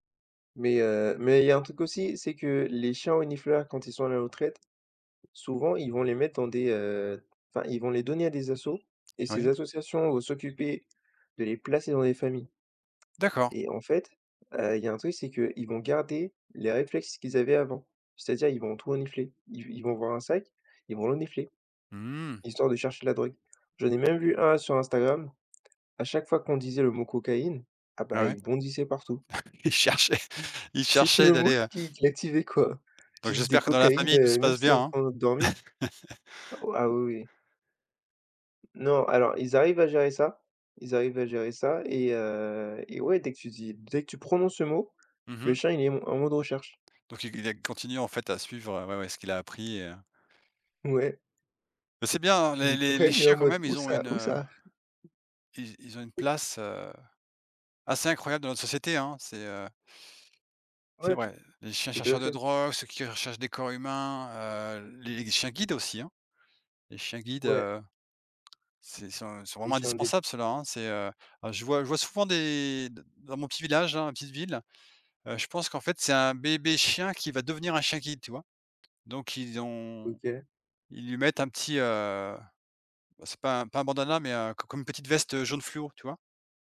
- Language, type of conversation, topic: French, unstructured, Avez-vous déjà vu un animal faire quelque chose d’incroyable ?
- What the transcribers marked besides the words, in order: laughing while speaking: "Il cherchait"; tapping; laugh